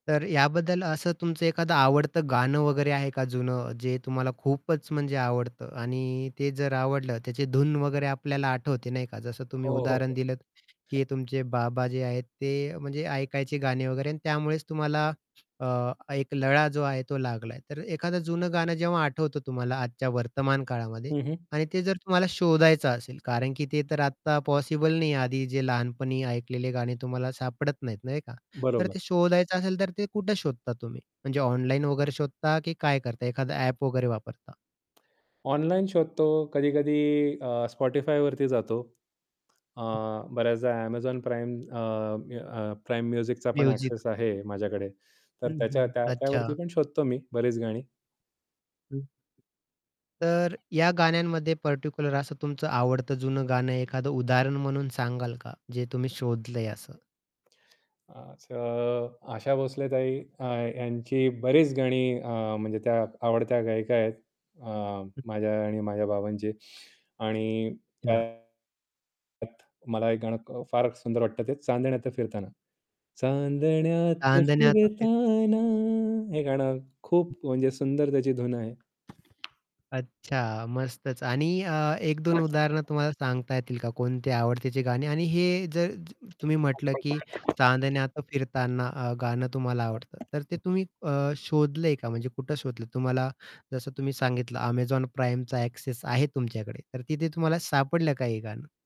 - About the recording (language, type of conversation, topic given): Marathi, podcast, तुम्हाला एखादं जुने गाणं शोधायचं असेल, तर तुम्ही काय कराल?
- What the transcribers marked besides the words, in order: distorted speech; tapping; in English: "ॲक्सेस"; in English: "म्युझिक"; other background noise; unintelligible speech; unintelligible speech; singing: "चांदण्यात फिरताना"; unintelligible speech; unintelligible speech; unintelligible speech; in English: "ॲक्सेस"